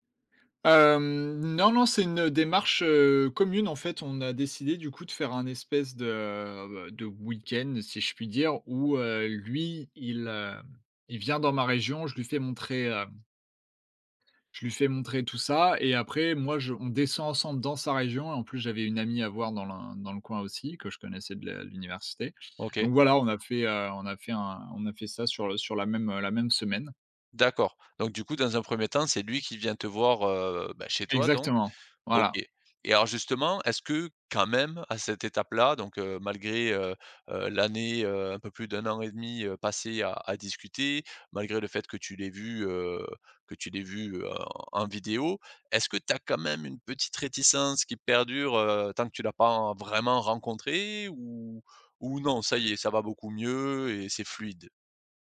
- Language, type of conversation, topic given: French, podcast, Comment transformer un contact en ligne en une relation durable dans la vraie vie ?
- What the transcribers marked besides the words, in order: stressed: "dans sa région"; stressed: "quand même"